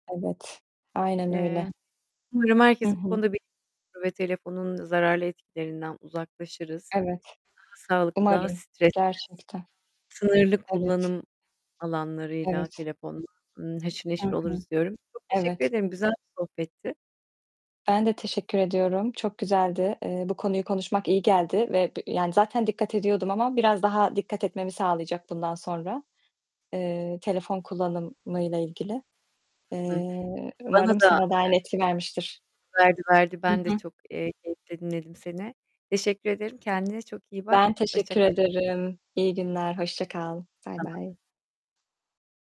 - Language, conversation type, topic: Turkish, unstructured, Gün içinde telefonunuzu elinizden bırakamamak sizi strese sokuyor mu?
- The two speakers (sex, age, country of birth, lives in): female, 30-34, Turkey, Germany; female, 40-44, Turkey, Spain
- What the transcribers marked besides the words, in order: static; distorted speech; unintelligible speech; tapping